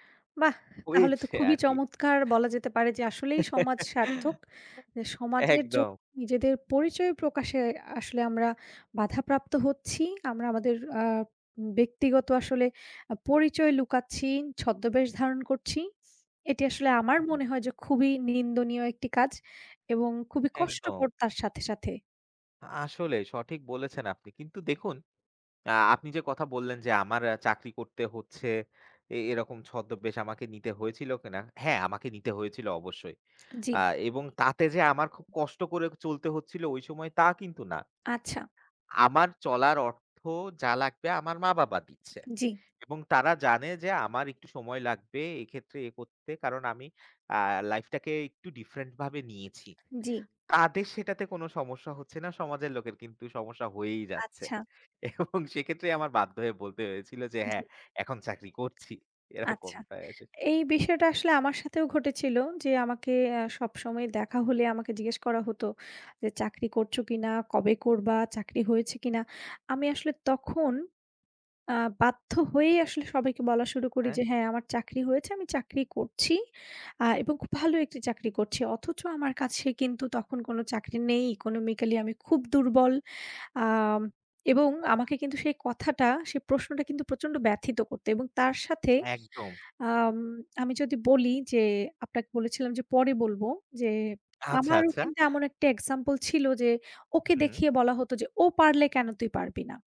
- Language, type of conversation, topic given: Bengali, unstructured, আপনি কি মনে করেন সমাজ মানুষকে নিজের পরিচয় প্রকাশ করতে বাধা দেয়, এবং কেন?
- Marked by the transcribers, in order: other background noise; laugh; tapping; laughing while speaking: "এবং সেক্ষেত্রেই"; laughing while speaking: "এরকমটাই"; in English: "economically"; "আপনাকে" said as "আপনাক"